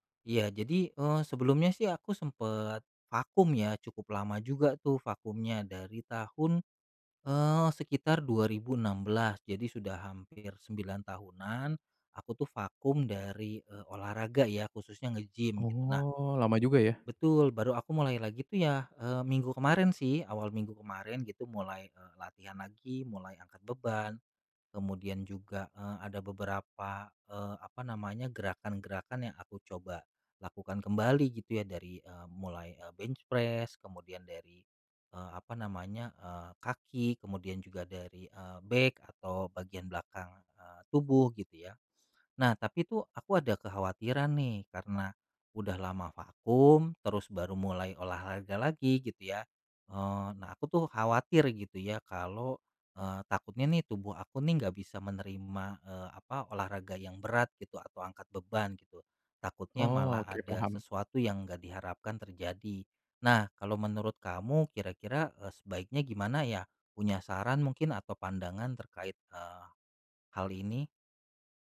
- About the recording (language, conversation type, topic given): Indonesian, advice, Bagaimana cara kembali berolahraga setelah lama berhenti jika saya takut tubuh saya tidak mampu?
- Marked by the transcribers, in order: in English: "bench press"; in English: "back"